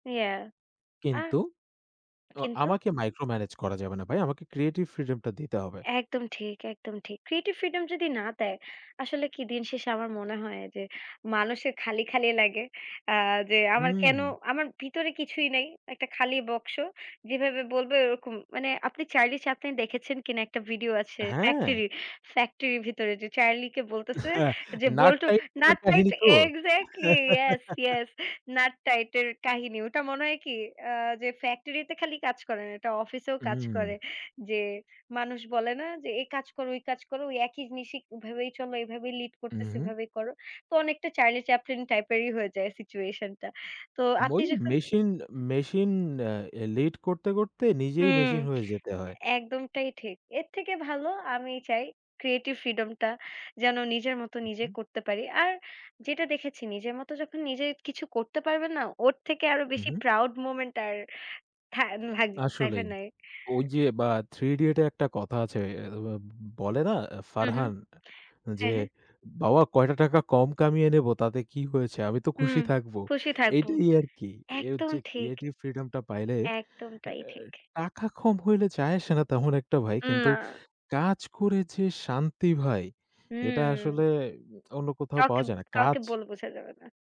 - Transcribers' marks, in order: in English: "মাইক্রো ম্যানেজ"; other background noise; chuckle; laughing while speaking: "নাট টাইট এক্সাক্টলি ইয়েস, ইয়েস নাট টাইট এর কাহিনী"; giggle; horn; tapping
- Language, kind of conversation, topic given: Bengali, unstructured, আপনার স্বপ্নের কাজ কী এবং কেন?